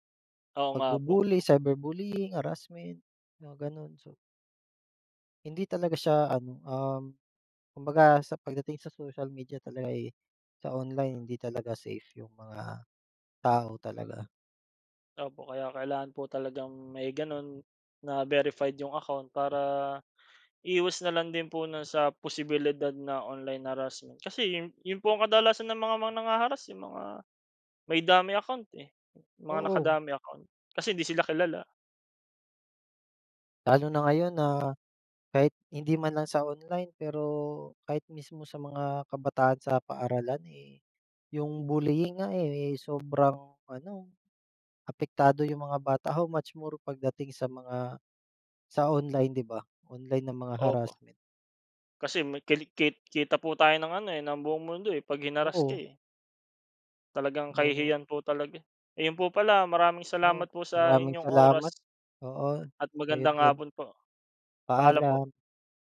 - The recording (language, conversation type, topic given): Filipino, unstructured, Ano ang palagay mo sa panliligalig sa internet at paano ito nakaaapekto sa isang tao?
- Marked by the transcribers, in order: in English: "How much more"; unintelligible speech